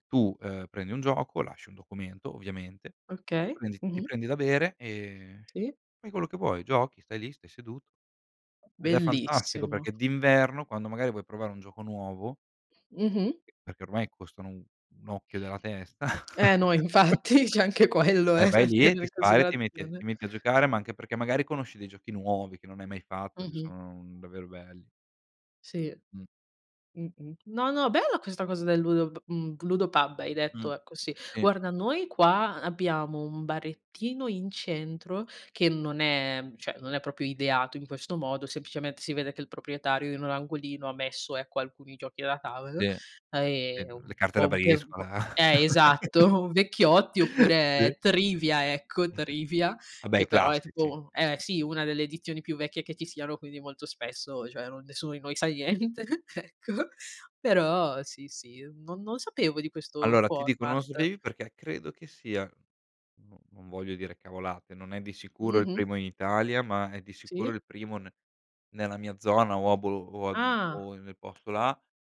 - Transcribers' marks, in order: other background noise; chuckle; laughing while speaking: "infatti c'è anche quello eh, da tenere in considerazione"; "cioè" said as "ceh"; "proprio" said as "propio"; laughing while speaking: "esatto"; laugh; background speech; laughing while speaking: "niente, ecco"; tapping
- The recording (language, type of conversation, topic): Italian, unstructured, Come ti piace passare il tempo con i tuoi amici?